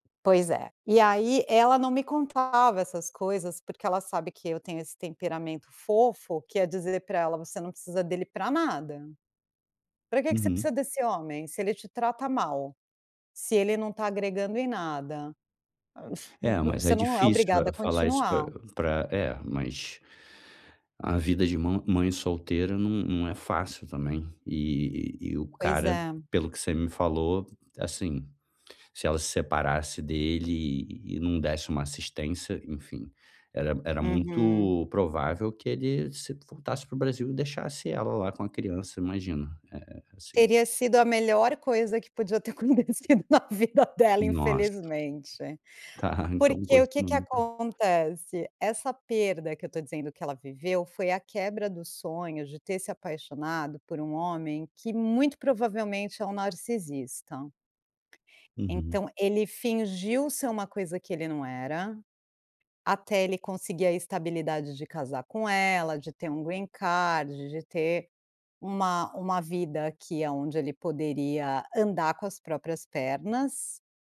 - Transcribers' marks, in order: other background noise; laughing while speaking: "acontecido na vida dela"; tapping; other noise; in English: "green card"
- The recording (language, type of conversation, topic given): Portuguese, advice, Como posso apoiar um amigo que está enfrentando uma perda?